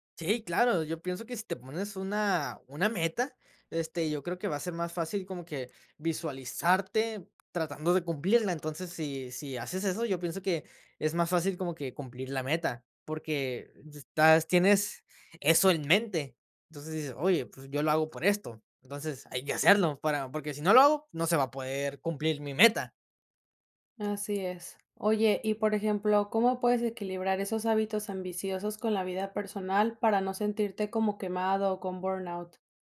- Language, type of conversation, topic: Spanish, podcast, ¿Qué hábitos diarios alimentan tu ambición?
- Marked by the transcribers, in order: in English: "burnout?"